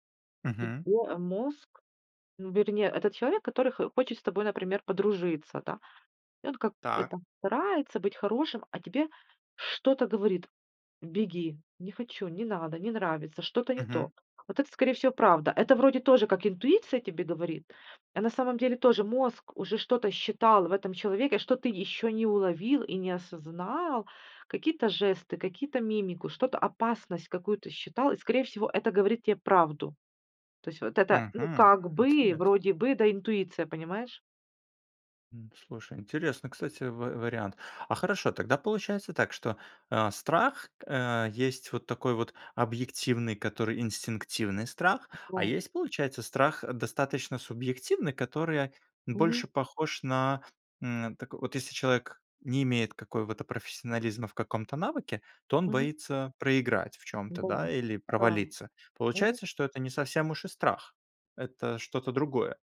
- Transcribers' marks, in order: tapping; other background noise
- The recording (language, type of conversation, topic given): Russian, podcast, Как отличить интуицию от страха или желания?